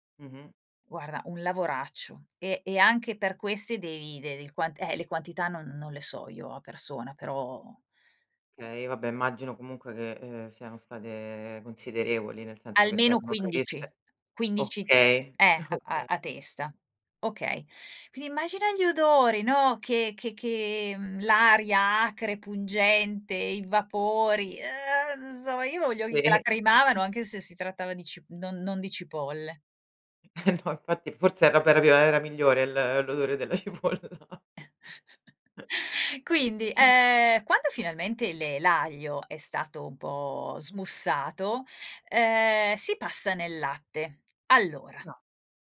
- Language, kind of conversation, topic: Italian, podcast, Qual è un’esperienza culinaria condivisa che ti ha colpito?
- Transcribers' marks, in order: tapping; other background noise; put-on voice: "okay"; put-on voice: "eh insomma"; laughing while speaking: "Se"; laughing while speaking: "Eh no"; laughing while speaking: "cipolla"; chuckle